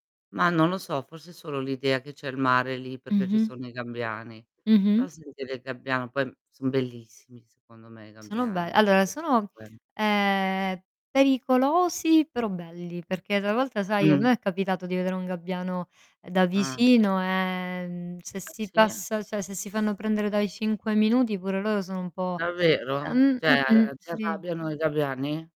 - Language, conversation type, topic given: Italian, unstructured, Qual è il suono della natura che ti rilassa di più?
- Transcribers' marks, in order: tapping; other background noise; unintelligible speech; drawn out: "ehm"; distorted speech; drawn out: "e"; "cioè" said as "ceh"; "Cioè" said as "ceh"